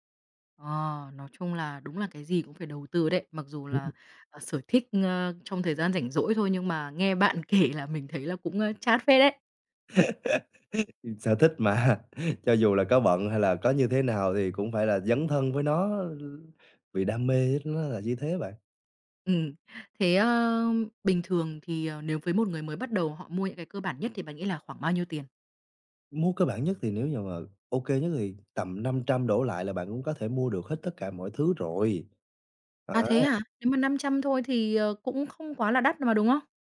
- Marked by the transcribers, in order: laughing while speaking: "kể"; other background noise; laugh; laughing while speaking: "mà"; tapping
- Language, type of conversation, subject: Vietnamese, podcast, Bạn làm thế nào để sắp xếp thời gian cho sở thích khi lịch trình bận rộn?